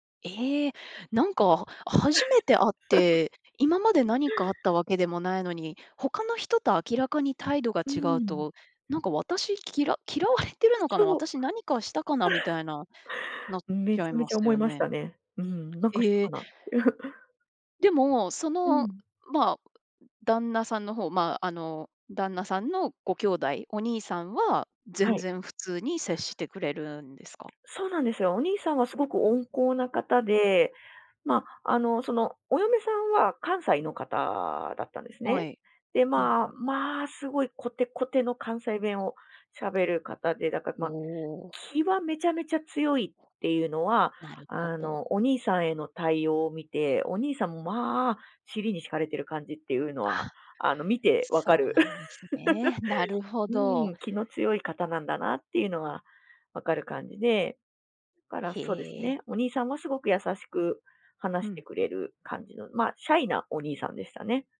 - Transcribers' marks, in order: laugh; laugh; laugh; other background noise; laugh; tapping
- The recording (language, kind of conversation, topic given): Japanese, podcast, 義理の家族とはどのように付き合うのがよいと思いますか？